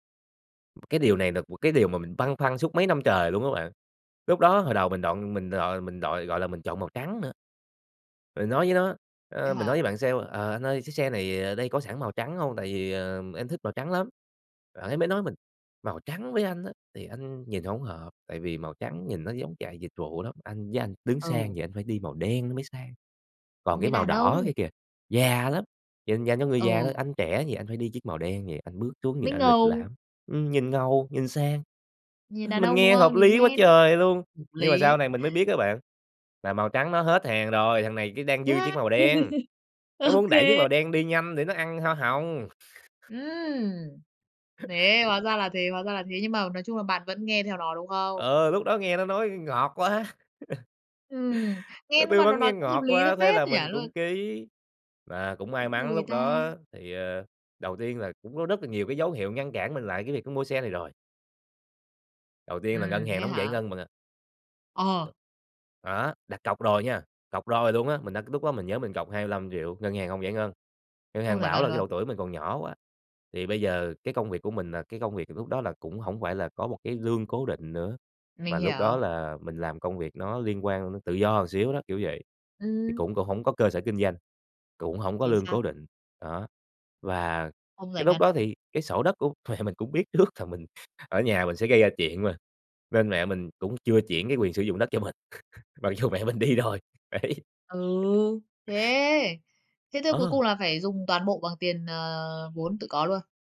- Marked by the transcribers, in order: tapping; "gọi" said as "đọn"; laugh; chuckle; laugh; laugh; laughing while speaking: "mẹ mình cũng biết trước là mình"; laugh; laughing while speaking: "mặc dù mẹ mình đi rồi, đấy"; bird; laugh
- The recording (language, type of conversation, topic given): Vietnamese, podcast, Bạn có thể kể về một lần bạn đưa ra lựa chọn sai và bạn đã học được gì từ đó không?